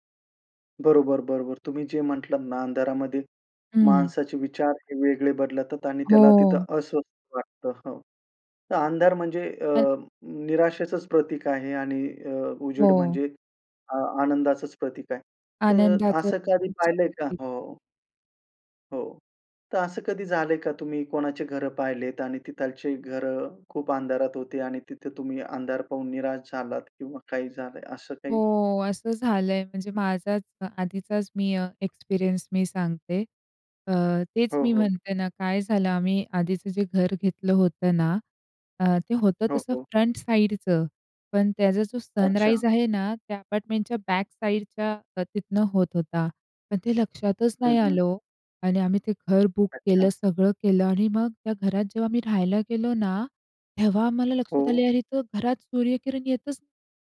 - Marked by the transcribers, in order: unintelligible speech; in English: "एक्सपिरियन्स"; in English: "फ्रंट साइडचं"; in English: "सनराईज"; in English: "बॅक साइडच्या"; in English: "बुक"
- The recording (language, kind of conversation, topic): Marathi, podcast, घरात प्रकाश कसा असावा असं तुला वाटतं?